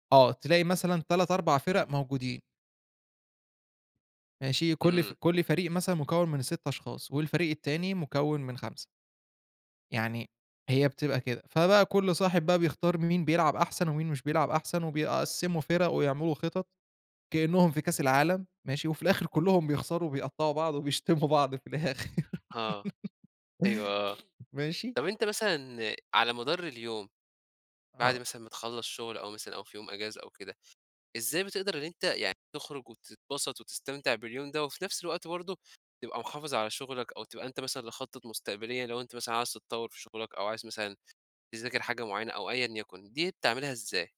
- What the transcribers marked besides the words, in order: laughing while speaking: "وبيشتموا بعض في الآخر"; laugh
- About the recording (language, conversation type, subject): Arabic, podcast, إزاي بتوازن بين استمتاعك اليومي وخططك للمستقبل؟